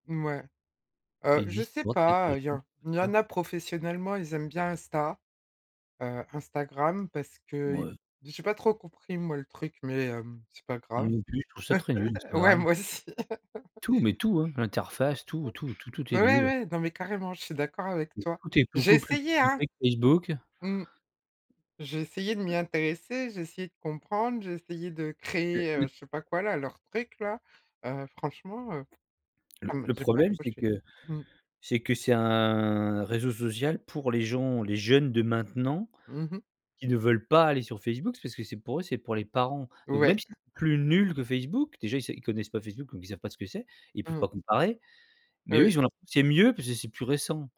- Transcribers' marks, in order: chuckle; other background noise; drawn out: "un"; stressed: "nul"
- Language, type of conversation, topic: French, podcast, Comment choisis-tu entre un message, un appel ou un e-mail ?